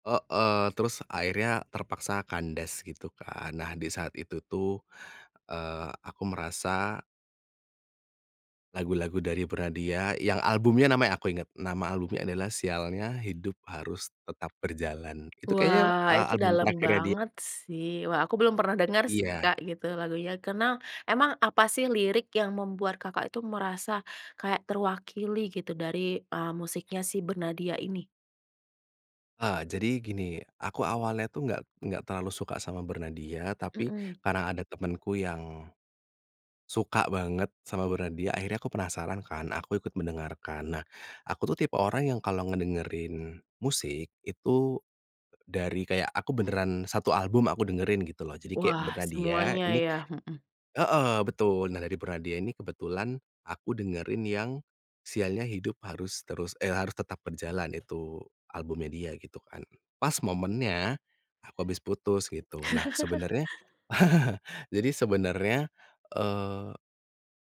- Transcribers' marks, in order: tapping; chuckle; chuckle
- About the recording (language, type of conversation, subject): Indonesian, podcast, Pernahkah musik membantu kamu melewati masa sulit?
- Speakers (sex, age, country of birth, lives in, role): female, 30-34, Indonesia, Indonesia, host; male, 30-34, Indonesia, Indonesia, guest